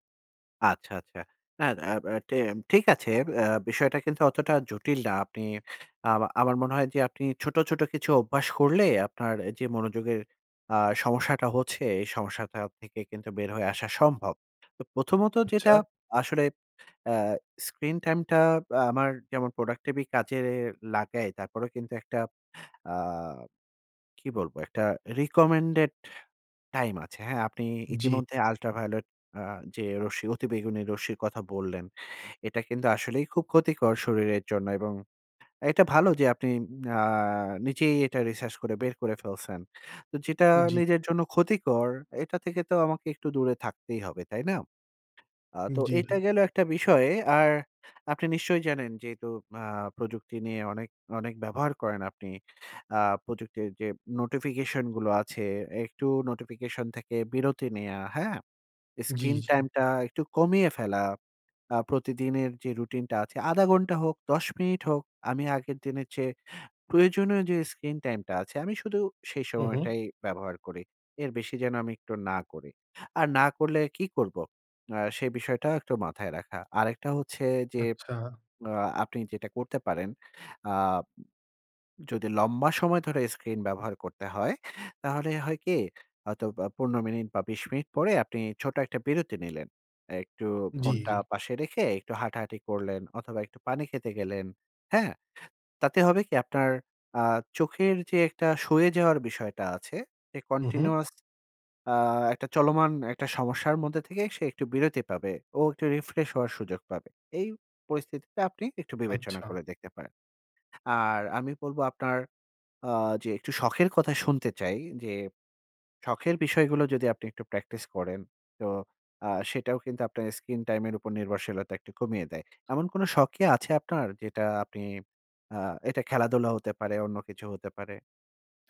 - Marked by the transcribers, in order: in English: "প্রোডাক্টিভি"; "productivity" said as "প্রোডাক্টিভি"; "কাজে" said as "কাজেরে"; in English: "recommended time"; in English: "ultraviolet"; in English: "continuous"
- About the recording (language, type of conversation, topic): Bengali, advice, বর্তমান মুহূর্তে মনোযোগ ধরে রাখতে আপনার মন বারবার কেন বিচলিত হয়?